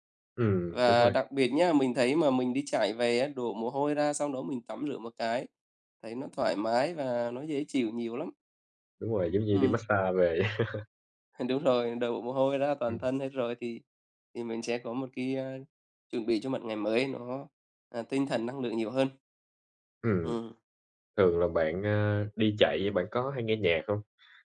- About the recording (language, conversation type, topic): Vietnamese, unstructured, Làm thế nào để giữ động lực khi bắt đầu một chế độ luyện tập mới?
- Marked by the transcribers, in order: tapping; chuckle; other background noise